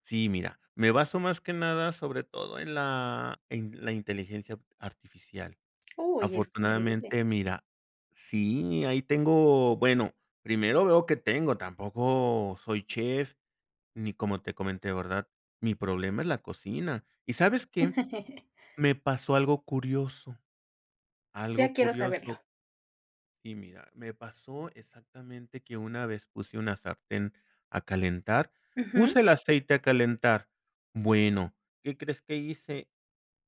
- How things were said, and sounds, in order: giggle
- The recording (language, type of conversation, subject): Spanish, podcast, ¿Qué es lo que más te engancha de cocinar en casa?
- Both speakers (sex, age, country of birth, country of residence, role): female, 40-44, Mexico, Mexico, host; male, 55-59, Mexico, Mexico, guest